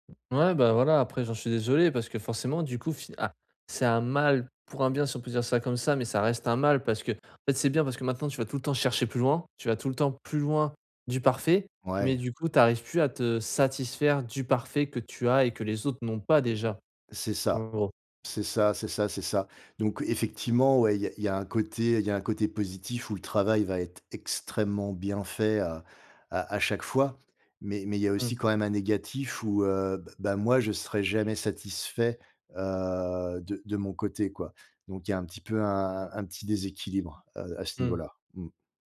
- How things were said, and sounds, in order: other background noise; stressed: "extrêmement"
- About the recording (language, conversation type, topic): French, advice, Comment puis-je remettre en question mes pensées autocritiques et arrêter de me critiquer intérieurement si souvent ?